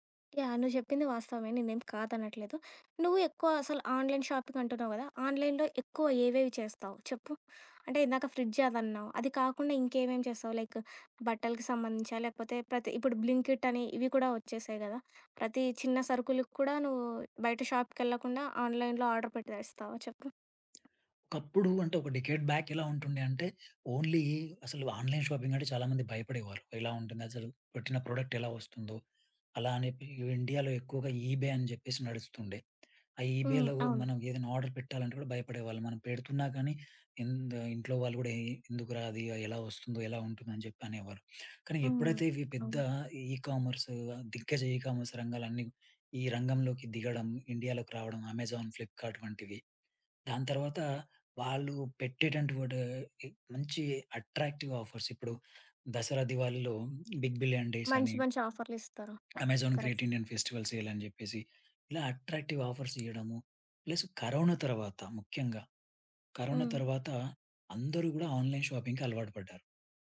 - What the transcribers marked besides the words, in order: in English: "ఆన్‌లైన్ షాపింగ్"; in English: "ఆన్‌లైన్‌లో"; in English: "ఫ్రిడ్జ్"; in English: "లైక్"; in English: "ఆన్‌లైన్‌లో ఆర్డర్"; tapping; in English: "డెకేడ్ బ్యాక్"; in English: "ఓన్లీ"; in English: "ఆన్‌లైన్"; in English: "ప్రోడక్ట్"; in English: "ఈబే"; in English: "ఈబేలో"; in English: "ఆర్డర్"; in English: "ఈకామర్స్"; in English: "అట్రాక్టివ్ ఆఫర్స్"; in English: "బిగ్ బిలియన్ డేస్"; in English: "కరెక్ట్"; in English: "అమెజాన్ గ్రేట్ ఇండియన్ ఫెస్టివల్ సేల్"; other background noise; in English: "అట్రాక్టివ్ ఆఫర్స్"; in English: "ప్లస్"; in English: "ఆన్‌లైన్ షాపింగ్‌కి"
- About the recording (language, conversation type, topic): Telugu, podcast, ఆన్‌లైన్ షాపింగ్‌లో మీరు ఎలా సురక్షితంగా ఉంటారు?